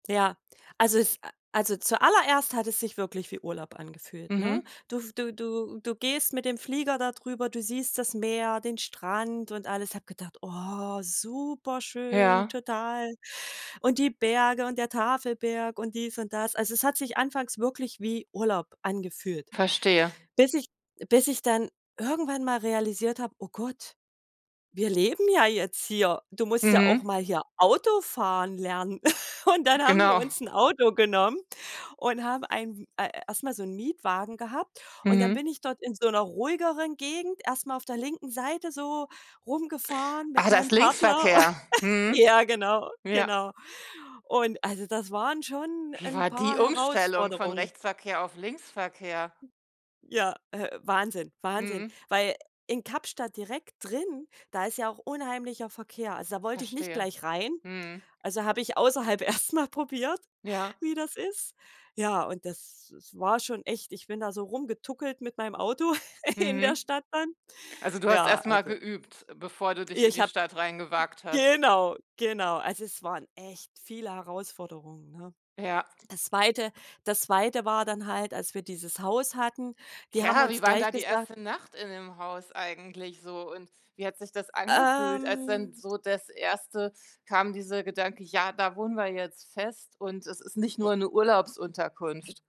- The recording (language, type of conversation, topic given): German, podcast, Wie hat dich ein Umzug persönlich verändert?
- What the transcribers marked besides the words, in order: chuckle; chuckle; tapping; laughing while speaking: "erst mal"; chuckle; drawn out: "Ähm"; other noise